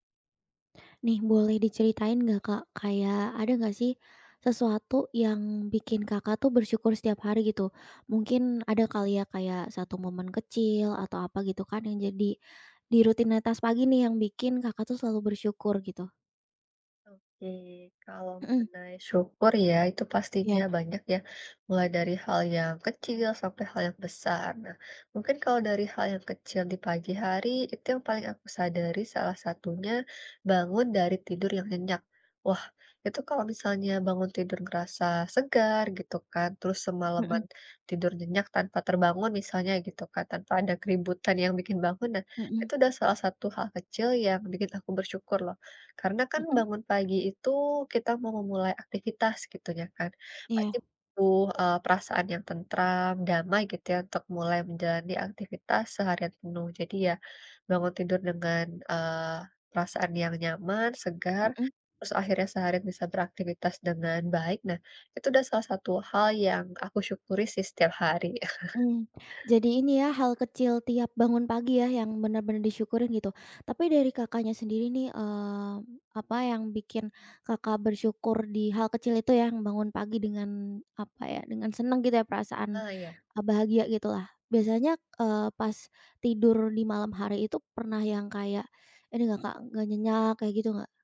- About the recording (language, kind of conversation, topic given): Indonesian, podcast, Hal kecil apa yang bikin kamu bersyukur tiap hari?
- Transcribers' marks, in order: other background noise; tapping; chuckle